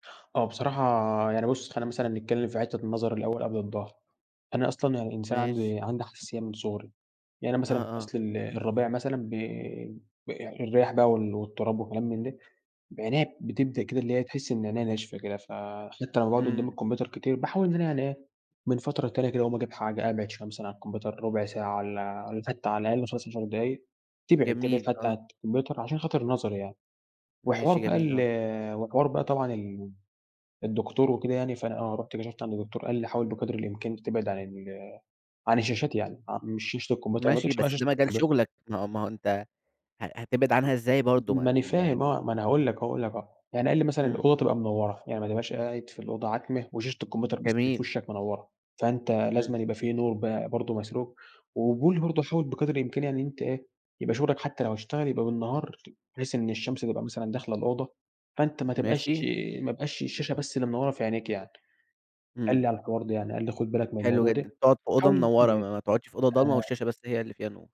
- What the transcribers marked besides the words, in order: unintelligible speech; unintelligible speech; tapping
- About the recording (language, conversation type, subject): Arabic, podcast, إزاي بتنظّم وقتك بين الشغل واستخدام الموبايل؟